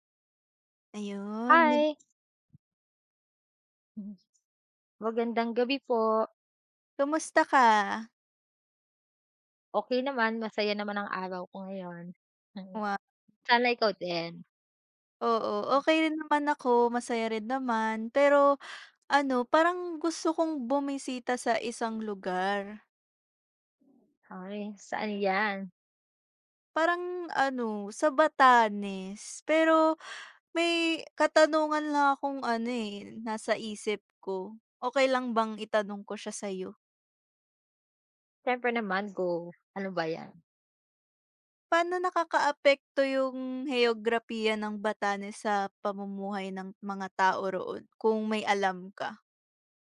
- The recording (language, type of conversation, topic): Filipino, unstructured, Paano nakaaapekto ang heograpiya ng Batanes sa pamumuhay ng mga tao roon?
- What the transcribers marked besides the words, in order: other background noise; bird; chuckle; tapping